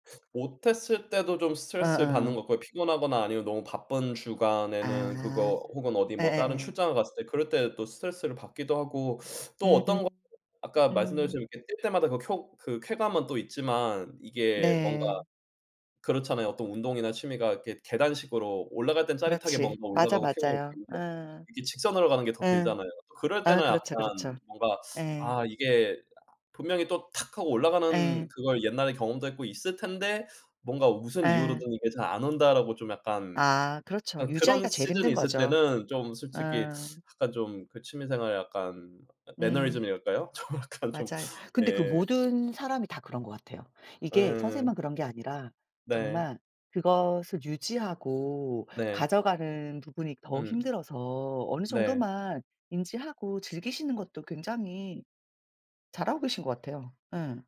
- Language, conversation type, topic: Korean, unstructured, 취미 활동을 하다가 가장 놀랐던 순간은 언제였나요?
- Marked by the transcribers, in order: other background noise; unintelligible speech; other noise; laughing while speaking: "좀 약간 좀"